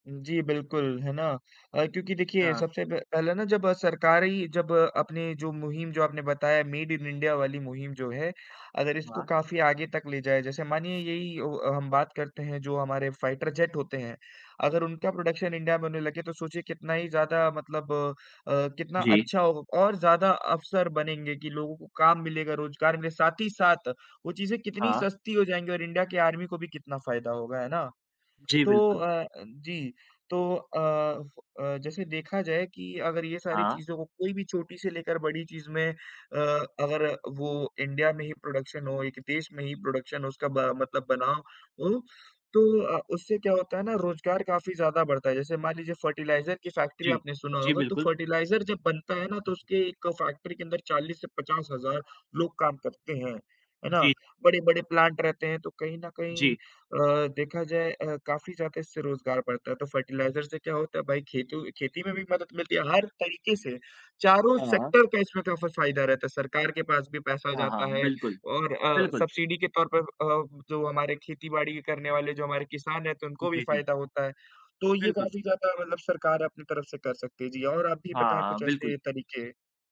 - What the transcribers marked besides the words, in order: in English: "मेड इन इंडिया"; in English: "फाइटर जेट"; in English: "प्रोडक्शन"; in English: "आर्मी"; in English: "प्रोडक्शन"; in English: "प्रोडक्शन"; in English: "फर्टिलाइज़र"; in English: "फर्टिलाइज़र"; in English: "प्लांट"; in English: "फर्टिलाइज़र"; in English: "सेक्टर"
- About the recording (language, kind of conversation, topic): Hindi, unstructured, सरकार को युवाओं के लिए क्या करना चाहिए?